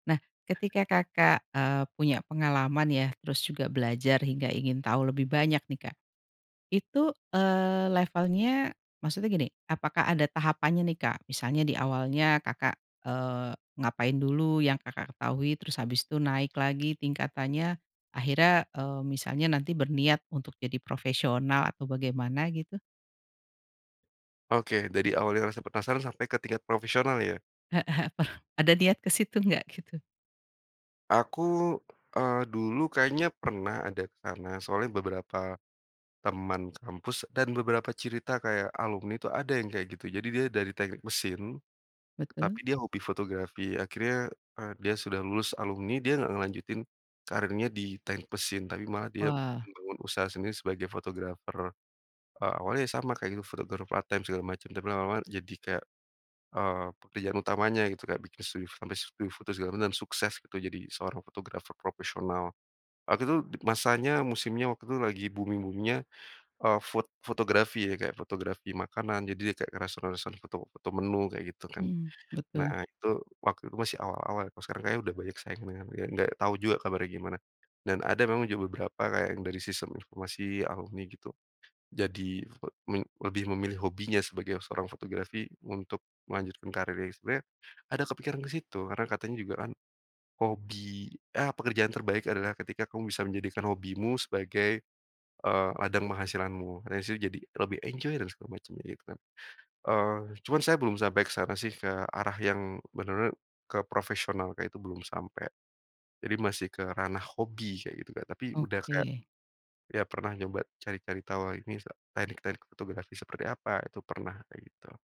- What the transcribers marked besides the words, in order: laughing while speaking: "Apa"; laughing while speaking: "Gitu"; tapping; "cerita" said as "cirita"; in English: "part-time"; "studio f" said as "studio"; "studio" said as "sudio"; in English: "booming-booming-nya"; other background noise; in English: "enjoy"; "bener-bener" said as "bener ner"
- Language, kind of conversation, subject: Indonesian, podcast, Pengalaman apa yang membuat kamu terus ingin tahu lebih banyak?